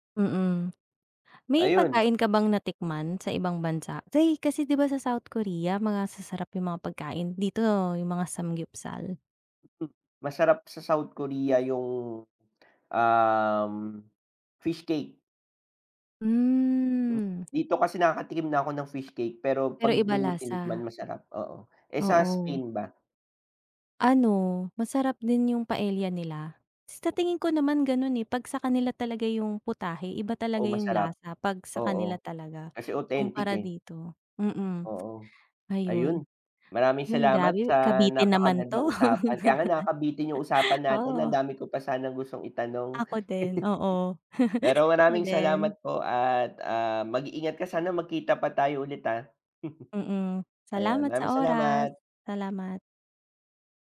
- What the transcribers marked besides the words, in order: other background noise; chuckle; drawn out: "Hmm"; tapping; chuckle; chuckle; chuckle
- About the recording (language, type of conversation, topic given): Filipino, unstructured, Ano ang mga bagong kaalaman na natutuhan mo sa pagbisita mo sa [bansa]?